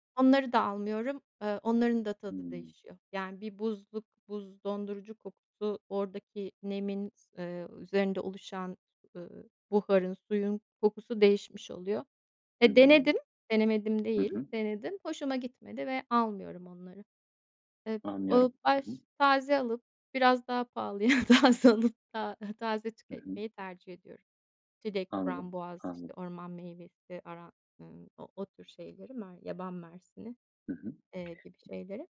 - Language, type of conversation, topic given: Turkish, podcast, Yemek yaparken genelde hangi tarifleri tercih ediyorsun ve neden?
- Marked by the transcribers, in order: laughing while speaking: "taze"; other background noise